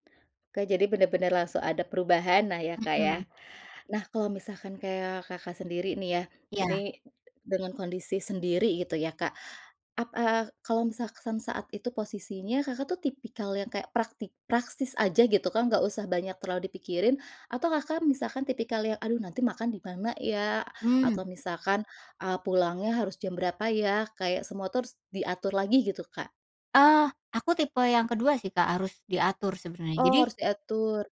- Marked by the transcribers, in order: none
- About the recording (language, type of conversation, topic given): Indonesian, podcast, Apa yang kamu pelajari tentang diri sendiri saat bepergian sendirian?